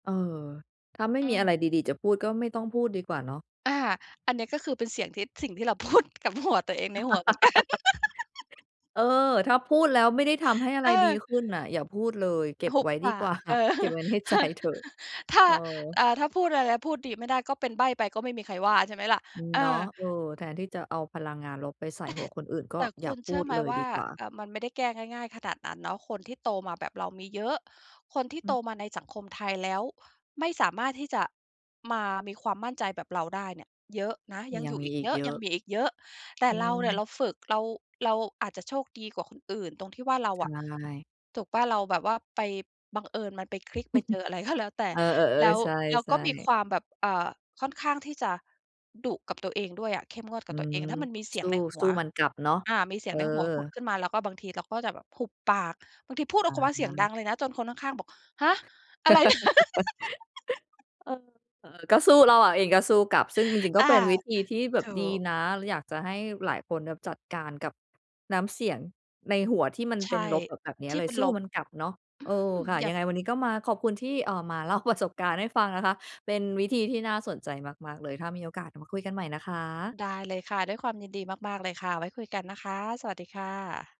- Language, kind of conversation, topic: Thai, podcast, คุณจัดการกับเสียงในหัวที่เป็นลบอย่างไร?
- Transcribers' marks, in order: laughing while speaking: "พูด"; chuckle; laughing while speaking: "กัน"; laugh; laughing while speaking: "เออ"; chuckle; chuckle; laughing while speaking: "ก็"; chuckle; laughing while speaking: "นะ ?"; laugh; laughing while speaking: "ประ"